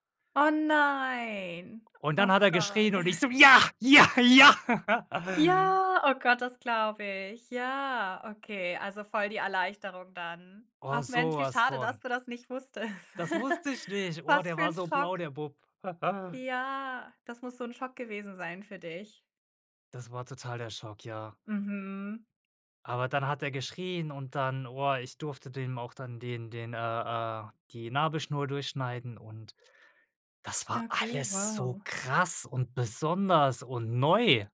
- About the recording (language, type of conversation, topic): German, podcast, Wie hast du die Geburt deines Kindes erlebt?
- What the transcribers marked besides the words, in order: drawn out: "nein"; chuckle; laughing while speaking: "ja, ja!"; stressed: "ja, ja!"; drawn out: "Ja"; drawn out: "Ja"; laughing while speaking: "wusstest"; chuckle; chuckle; drawn out: "Ja"; anticipating: "das war alles so krass"